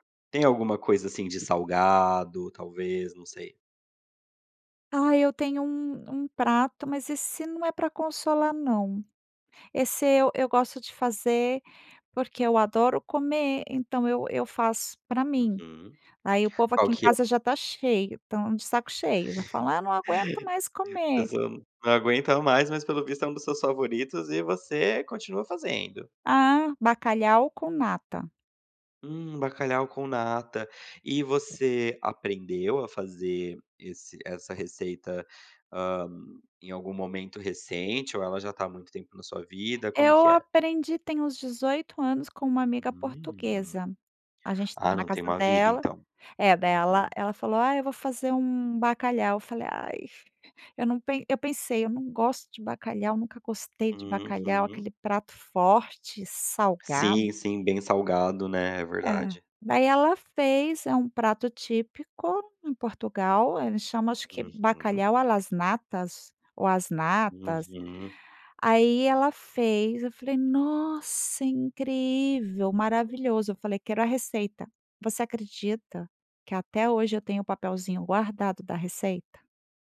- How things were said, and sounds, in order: chuckle
- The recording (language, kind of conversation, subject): Portuguese, podcast, Que receita caseira você faz quando quer consolar alguém?